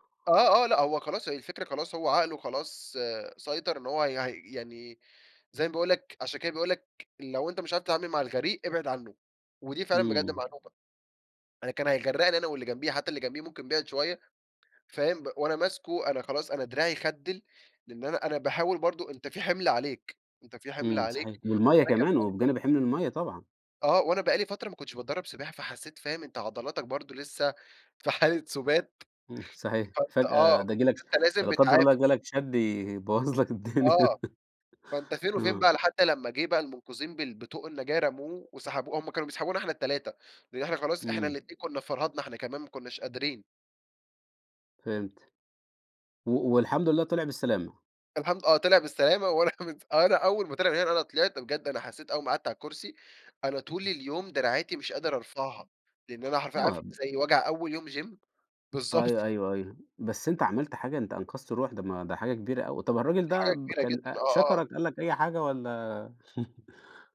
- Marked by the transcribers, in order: tapping; laughing while speaking: "سُبات"; other background noise; laughing while speaking: "يبوّظ لك الدنيا"; laugh; laughing while speaking: "وأنا مت"; in English: "جيم؟"; laughing while speaking: "بالضبط"; chuckle
- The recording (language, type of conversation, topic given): Arabic, podcast, إيه هي هوايتك المفضلة وليه بتحبّها؟